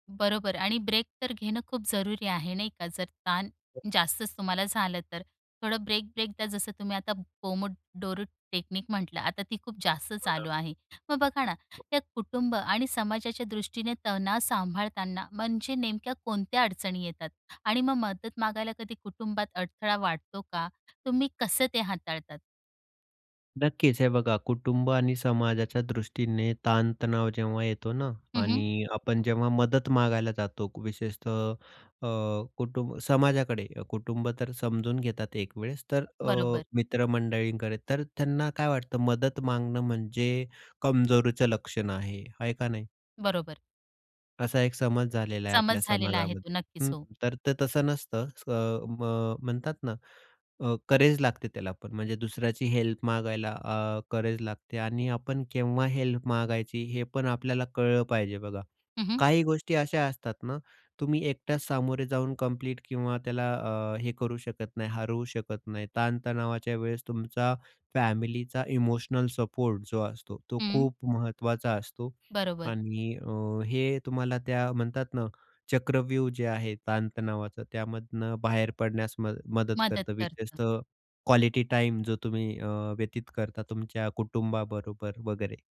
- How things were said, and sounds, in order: other background noise; in Italian: "पोमोडोरो"; in English: "टेक्निक"; in English: "करेज"; in English: "हेल्प"; in English: "हेल्प"; in English: "कंप्लीट"; in English: "इमोशनल"
- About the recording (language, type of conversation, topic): Marathi, podcast, तणाव हाताळण्यासाठी तुम्ही नेहमी काय करता?